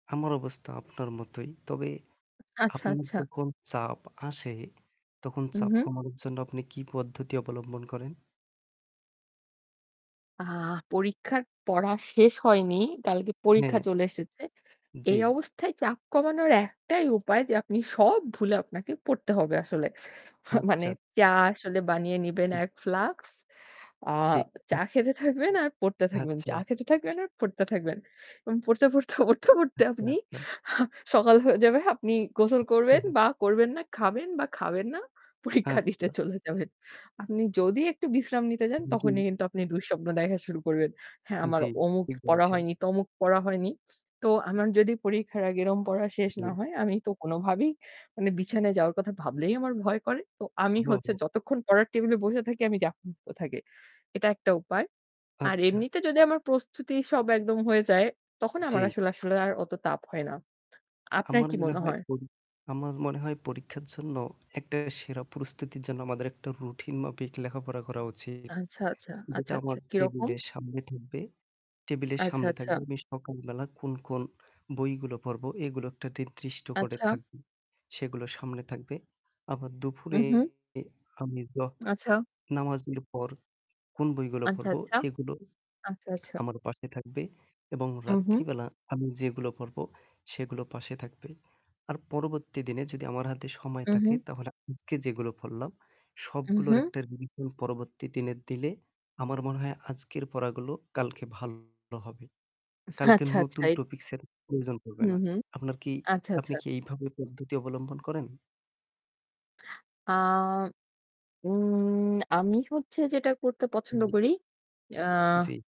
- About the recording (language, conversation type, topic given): Bengali, unstructured, পরীক্ষার জন্য প্রস্তুতি নেওয়ার সেরা উপায় কী?
- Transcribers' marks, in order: static; other background noise; distorted speech; tapping; mechanical hum; laughing while speaking: "মা মানে"; "আচ্ছা" said as "হাচ্চা"; "আচ্ছা" said as "হাচ্চা"; laughing while speaking: "পড়তে, পড়তে, পড়তে, পড়তে আপনি আ সকাল হয়ে যাবে"; unintelligible speech; laughing while speaking: "পরীক্ষা দিতে চলে যাবেন"; unintelligible speech; "এরকম" said as "এরম"; "নির্দিষ্ট" said as "ট্রির্দিষ্ট"; "দুপুরে" said as "দুফুরে"; in English: "revision"; chuckle